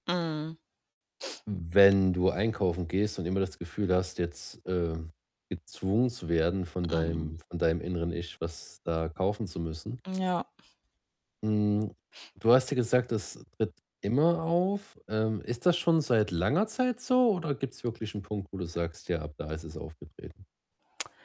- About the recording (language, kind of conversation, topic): German, advice, Warum fühle ich mich beim Einkaufen oft überfordert und habe Schwierigkeiten, Kaufentscheidungen zu treffen?
- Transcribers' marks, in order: static; other background noise; tapping; distorted speech